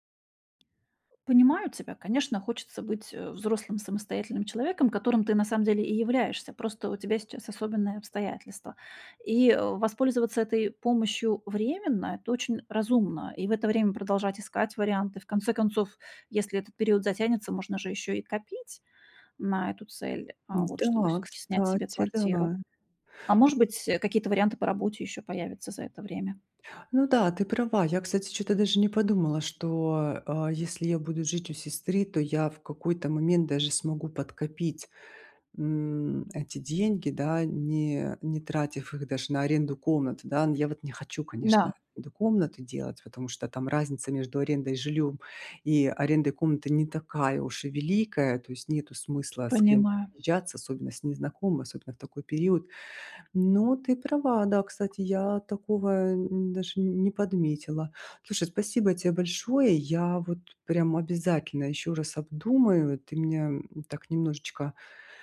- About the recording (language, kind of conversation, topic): Russian, advice, Как лучше управлять ограниченным бюджетом стартапа?
- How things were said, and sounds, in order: tapping; other background noise